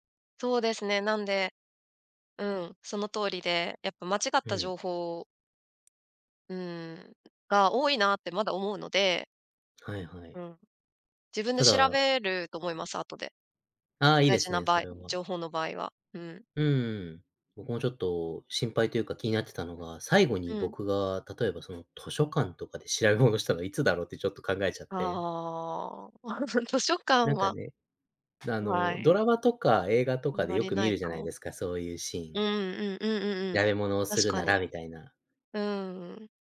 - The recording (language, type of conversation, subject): Japanese, podcast, 普段、どのような場面でAIツールを使っていますか？
- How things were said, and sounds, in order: tapping; other background noise; chuckle